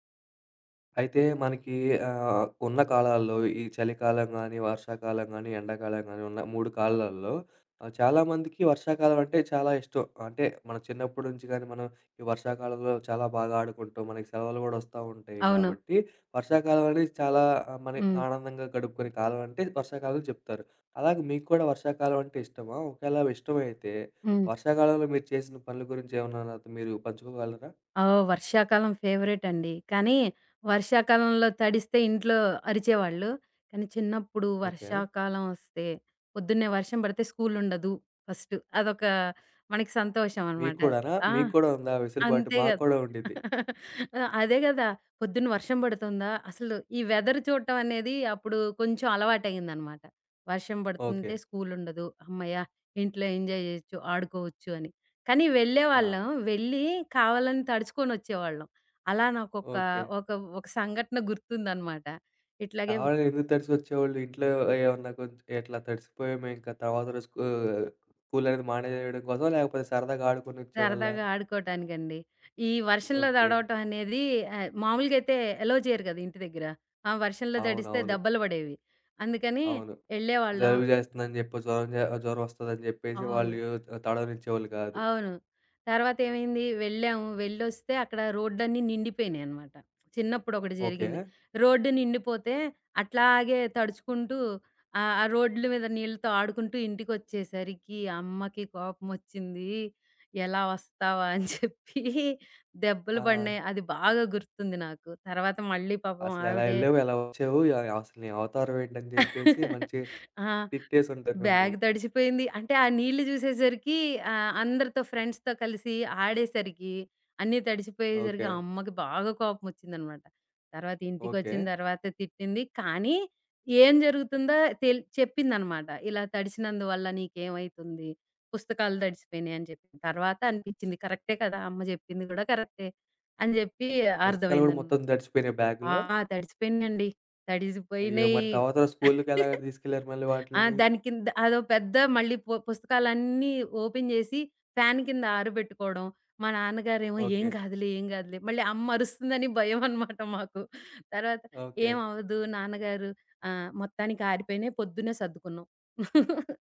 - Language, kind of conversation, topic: Telugu, podcast, వర్షకాలంలో మీకు అత్యంత గుర్తుండిపోయిన అనుభవం ఏది?
- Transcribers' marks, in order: in English: "ఫస్ట్"; chuckle; in English: "వెదర్"; in English: "ఎంజాయ్"; in English: "ఎలో"; in English: "రోడ్‌లన్ని"; in English: "రోడ్‌ల"; chuckle; chuckle; in English: "బ్యాగ్"; in English: "ఫ్రెండ్స్‌తో"; in English: "బ్యాగ్‌లో?"; chuckle; in English: "ఓపెన్"; chuckle; chuckle